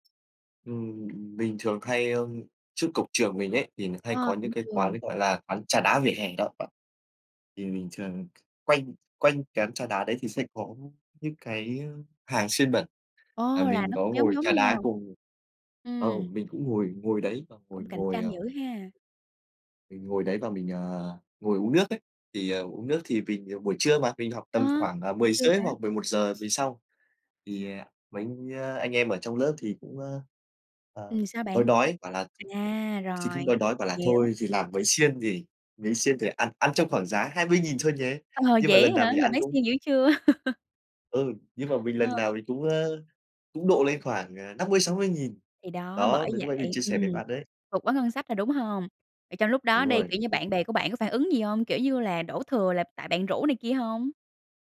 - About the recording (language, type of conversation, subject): Vietnamese, podcast, Bạn có thể kể về một món ăn đường phố mà bạn không thể quên không?
- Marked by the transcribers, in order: tapping; other background noise; horn; chuckle